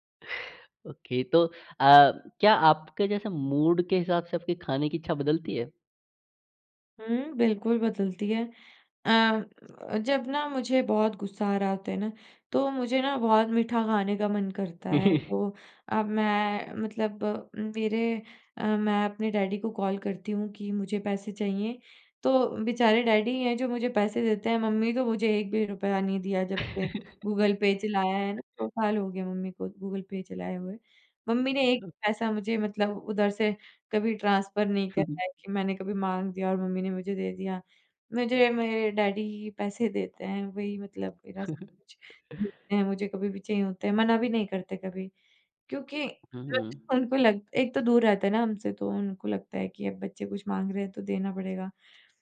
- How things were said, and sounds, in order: in English: "ओके"; in English: "मूड"; tapping; in English: "डैडी"; in English: "डैडी"; chuckle; other noise; in English: "ट्रांसफर"; in English: "डैडी"; chuckle
- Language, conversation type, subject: Hindi, podcast, आप असली भूख और बोरियत से होने वाली खाने की इच्छा में कैसे फर्क करते हैं?